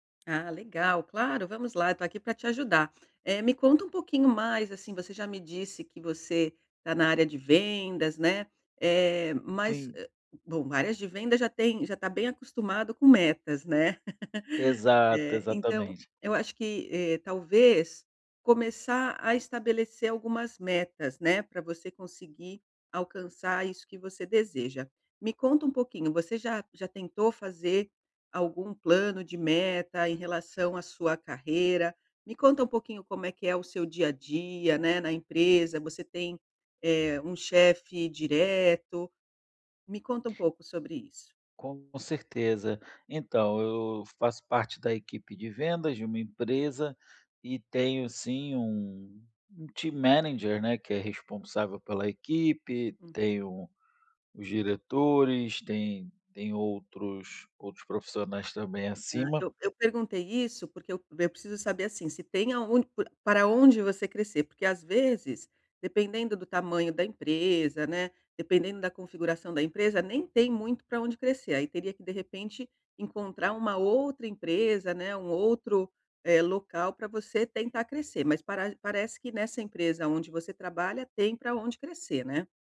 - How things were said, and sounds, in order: tapping; laugh; in English: "team manager"
- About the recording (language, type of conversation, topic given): Portuguese, advice, Como posso definir metas de carreira claras e alcançáveis?